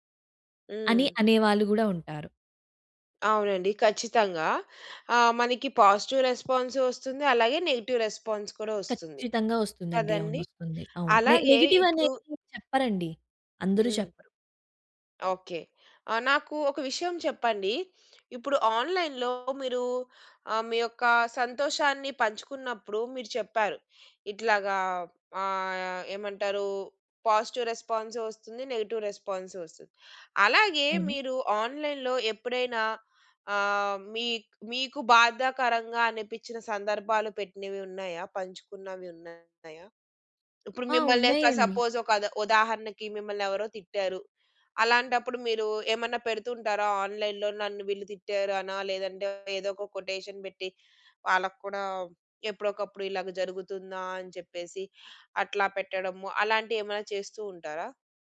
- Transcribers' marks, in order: in English: "పాజిటివ్ రెస్పాన్స్"; in English: "నెగెటివ్ రెస్పాన్స్"; in English: "నె నెగెటివ్"; throat clearing; in English: "ఆన్‌లైన్‌లో"; in English: "పాజిటివ్"; in English: "నెగెటివ్"; in English: "ఆన్‌లైన్‌లో"; in English: "సపోజ్"; in English: "ఆన్‌లైన్‌లో"; in English: "కొటేషన్"
- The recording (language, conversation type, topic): Telugu, podcast, ఆన్‌లైన్‌లో పంచుకోవడం మీకు ఎలా అనిపిస్తుంది?
- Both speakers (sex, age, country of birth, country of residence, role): female, 20-24, India, India, guest; female, 35-39, India, India, host